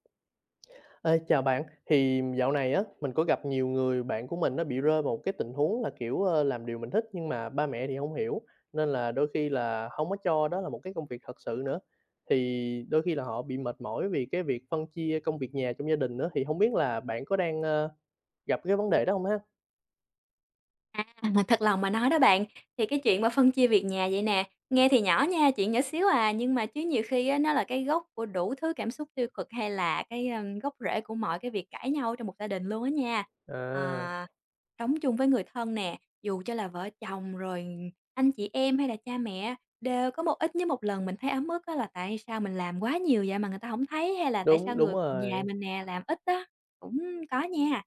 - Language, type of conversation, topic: Vietnamese, podcast, Làm sao bạn phân chia trách nhiệm làm việc nhà với người thân?
- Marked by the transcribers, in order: tapping; other background noise